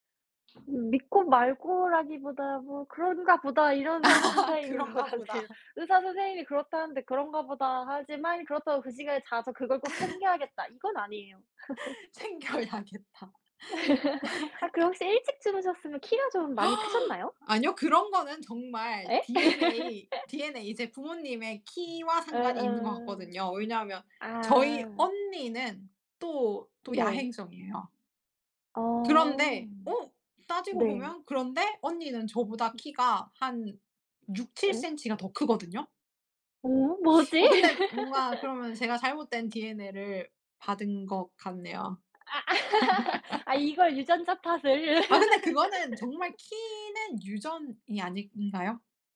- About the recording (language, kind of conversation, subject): Korean, unstructured, 매일 아침 일찍 일어나는 것과 매일 밤 늦게 자는 것 중 어떤 생활 방식이 더 잘 맞으시나요?
- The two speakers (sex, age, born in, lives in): female, 25-29, South Korea, United States; female, 30-34, South Korea, Spain
- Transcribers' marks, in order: tapping; other background noise; laugh; laughing while speaking: "것 같아요"; laugh; laughing while speaking: "챙겨야겠다"; laugh; gasp; laugh; laughing while speaking: "뭐지?"; laugh; laugh; laugh